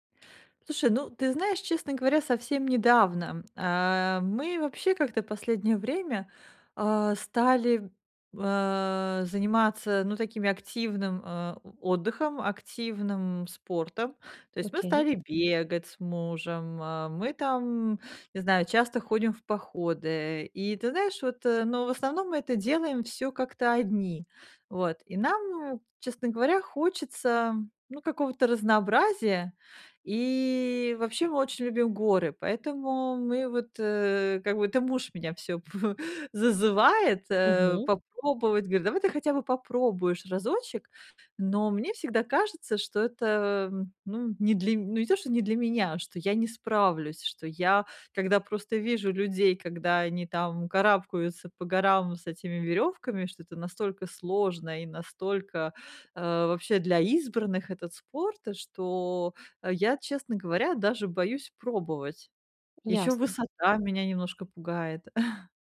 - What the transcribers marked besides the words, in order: tapping; drawn out: "и"; chuckle; chuckle
- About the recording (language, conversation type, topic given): Russian, advice, Как мне справиться со страхом пробовать новые хобби и занятия?